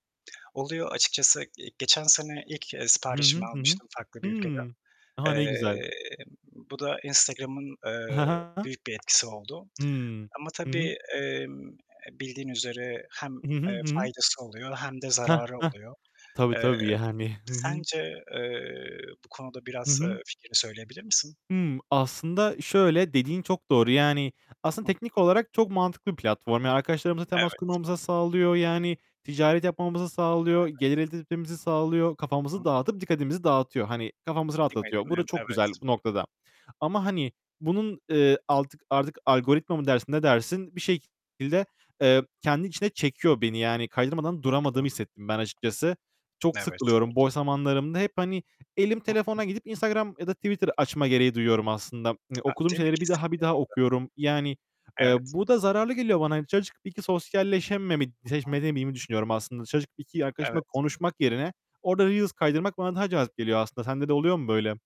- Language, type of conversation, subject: Turkish, unstructured, Sosyal medyanın hayatımızdaki yeri nedir?
- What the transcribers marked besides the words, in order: distorted speech; tapping; static; unintelligible speech; unintelligible speech